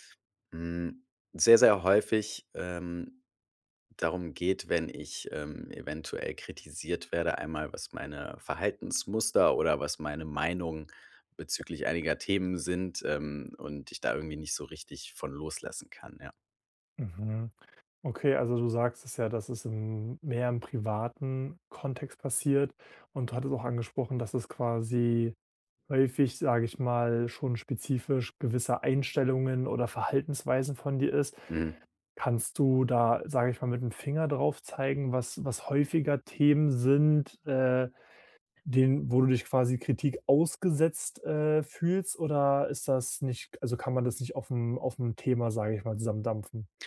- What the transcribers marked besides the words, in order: other background noise
- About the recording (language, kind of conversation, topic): German, advice, Wann sollte ich mich gegen Kritik verteidigen und wann ist es besser, sie loszulassen?